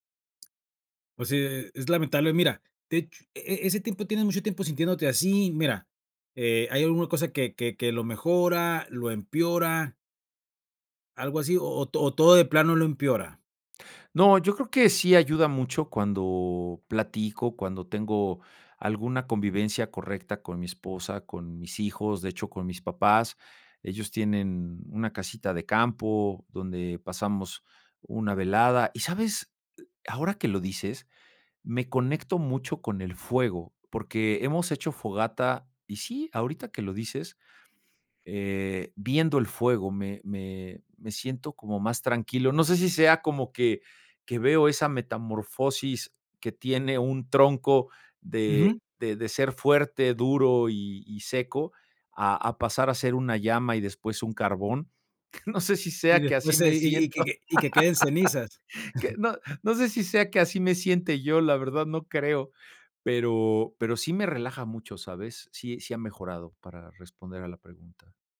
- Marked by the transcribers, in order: other background noise; giggle; laugh; giggle
- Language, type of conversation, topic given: Spanish, advice, ¿Cómo puedo manejar la fatiga y la desmotivación después de un fracaso o un retroceso?